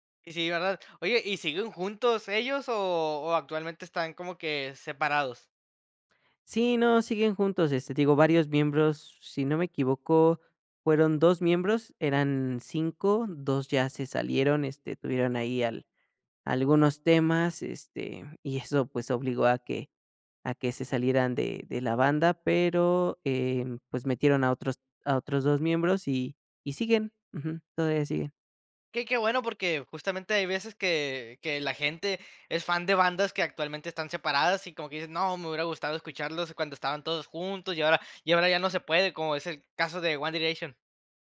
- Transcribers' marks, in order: none
- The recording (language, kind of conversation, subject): Spanish, podcast, ¿Qué canción sientes que te definió durante tu adolescencia?